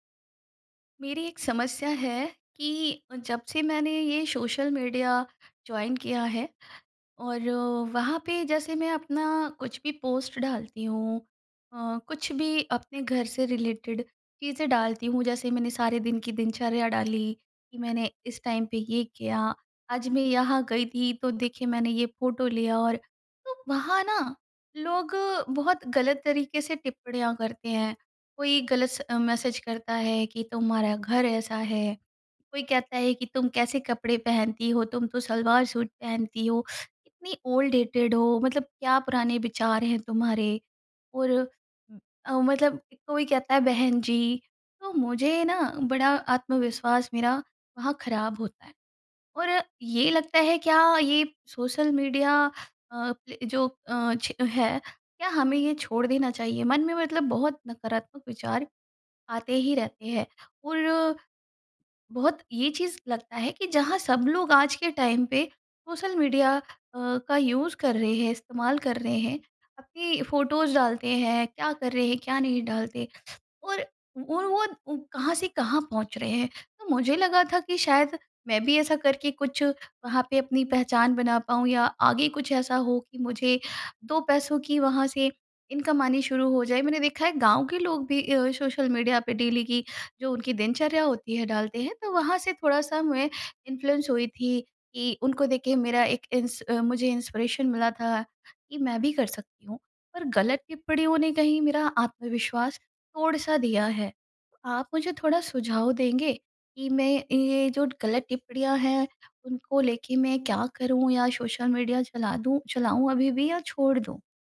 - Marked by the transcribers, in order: in English: "जॉइन"; in English: "रिलेटेड"; in English: "टाइम"; in English: "मैसेज"; in English: "ओल्ड डेटेड"; in English: "टाइम"; in English: "यूज़"; in English: "फ़ोटोज़"; in English: "इनकम"; in English: "डेली"; in English: "इन्फ्लुएंस"; in English: "इंस्पिरेशन"
- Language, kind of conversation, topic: Hindi, advice, सोशल मीडिया पर अनजान लोगों की नकारात्मक टिप्पणियों से मैं परेशान क्यों हो जाता/जाती हूँ?